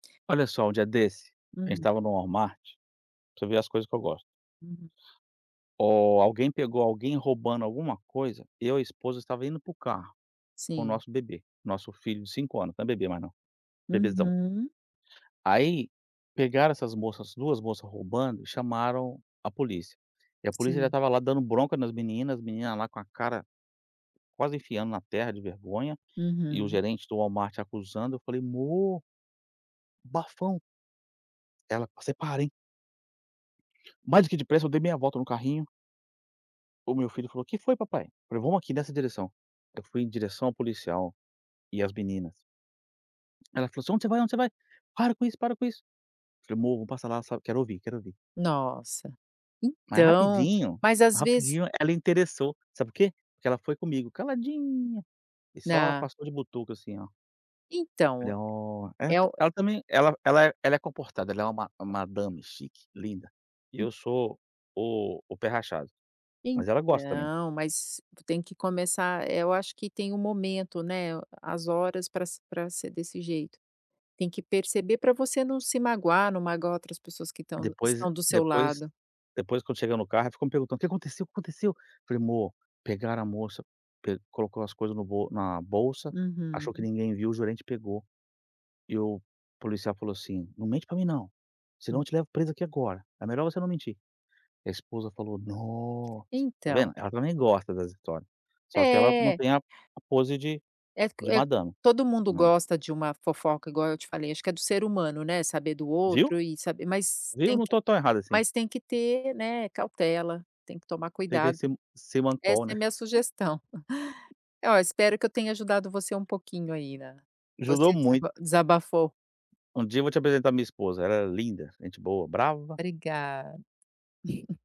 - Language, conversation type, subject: Portuguese, advice, Como posso superar o medo de mostrar interesses não convencionais?
- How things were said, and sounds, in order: tapping; put-on voice: "Você para, hein"; put-on voice: "Nossa"; chuckle; chuckle